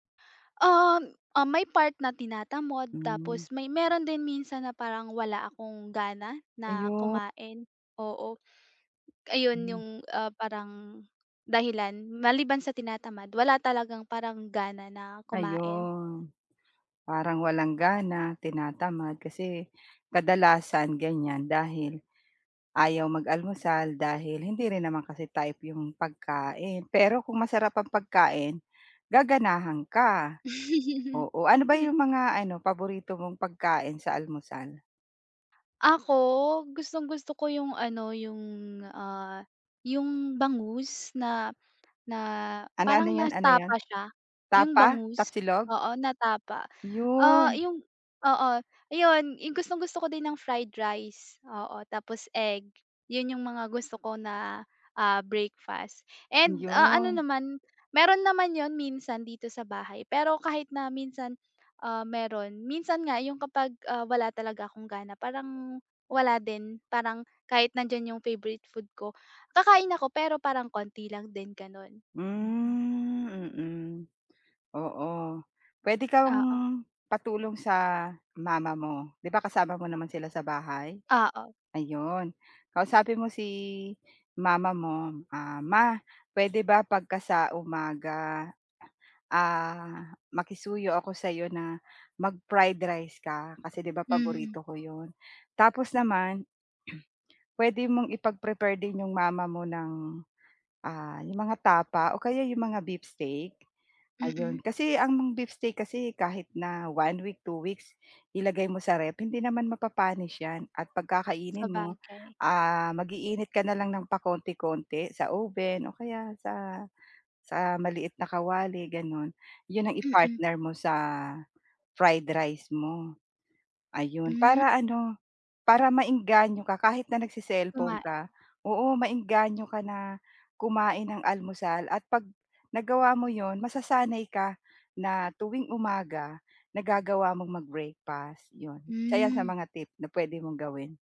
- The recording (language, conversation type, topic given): Filipino, advice, Paano ako makakapagplano ng oras para makakain nang regular?
- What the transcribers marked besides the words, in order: "tinatamad" said as "tinatamod"; tapping; other background noise; chuckle; drawn out: "Hmm"; throat clearing